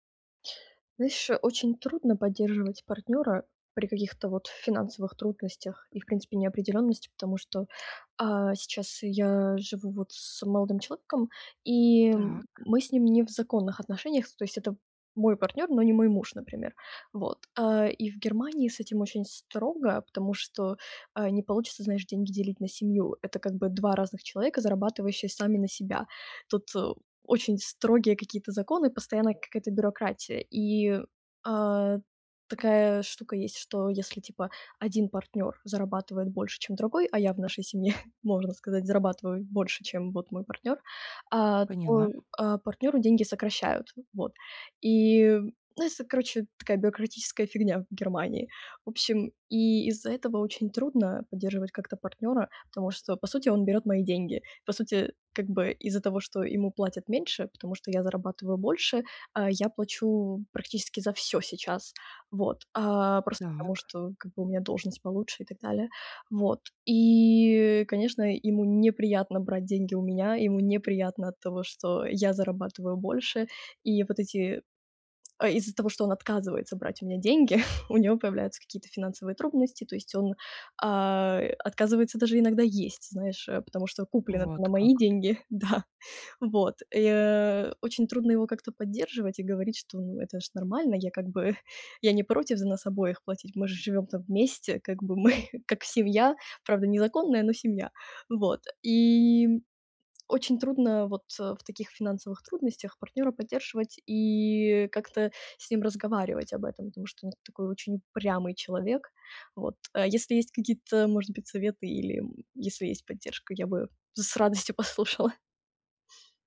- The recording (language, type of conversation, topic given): Russian, advice, Как я могу поддержать партнёра в период финансовых трудностей и неопределённости?
- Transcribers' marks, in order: tapping; chuckle; chuckle; laughing while speaking: "да"; chuckle; laughing while speaking: "радостью послушала"; other background noise